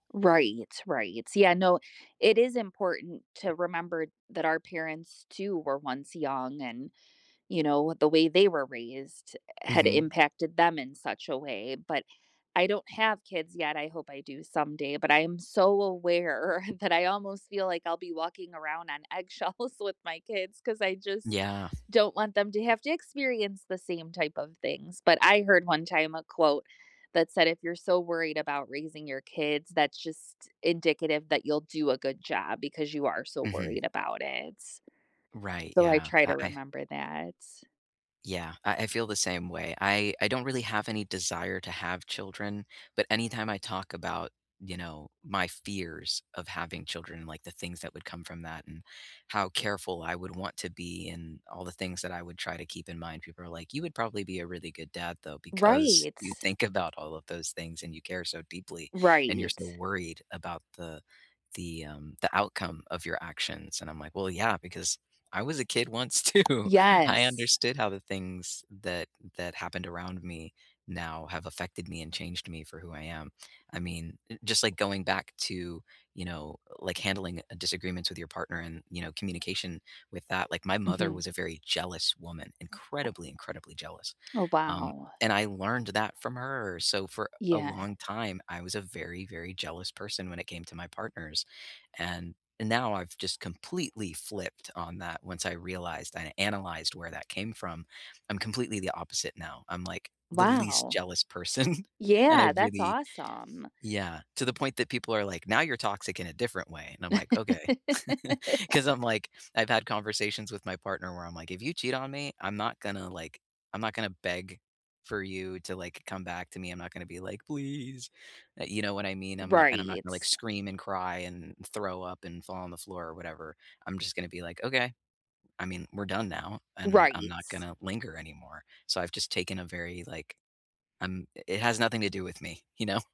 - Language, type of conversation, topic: English, unstructured, How should I handle disagreements with my partner?
- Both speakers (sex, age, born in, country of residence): female, 40-44, United States, United States; male, 30-34, United States, United States
- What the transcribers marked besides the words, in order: laughing while speaking: "aware"; laughing while speaking: "eggshells"; other background noise; laughing while speaking: "once, too"; tapping; laughing while speaking: "person"; giggle; laugh